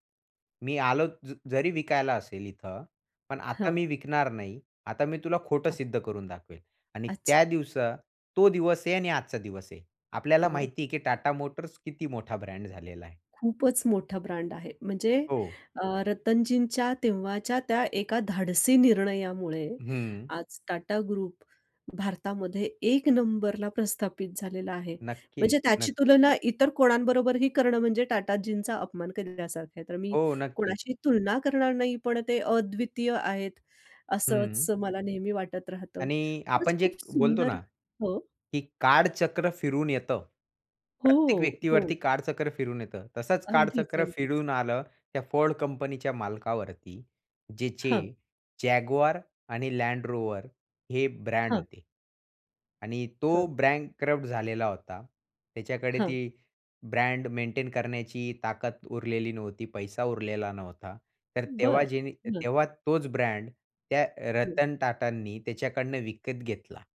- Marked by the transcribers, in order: tapping; in English: "ग्रुप"; other background noise
- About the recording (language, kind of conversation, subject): Marathi, podcast, निर्णय घेताना तुम्ही अडकता का?